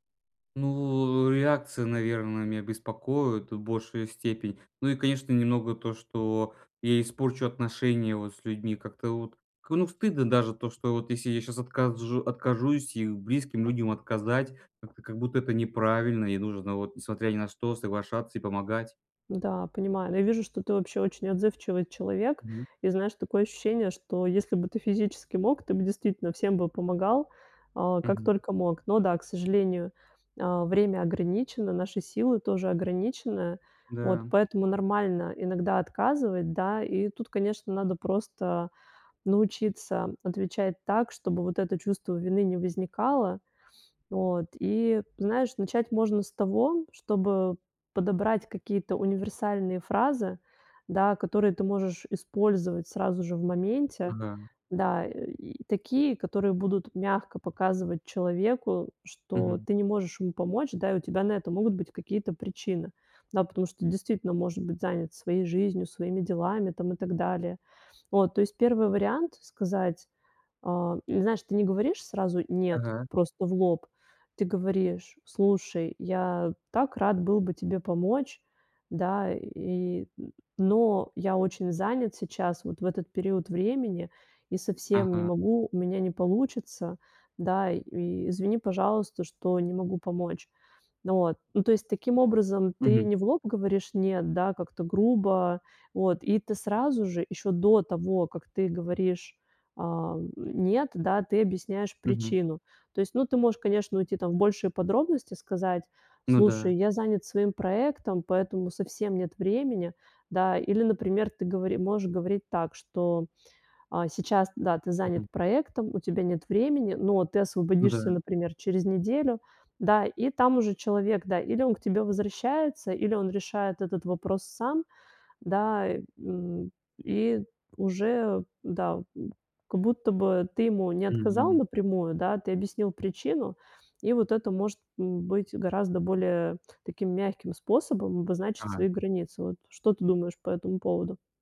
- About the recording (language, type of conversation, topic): Russian, advice, Как отказать без чувства вины, когда меня просят сделать что-то неудобное?
- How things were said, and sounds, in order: grunt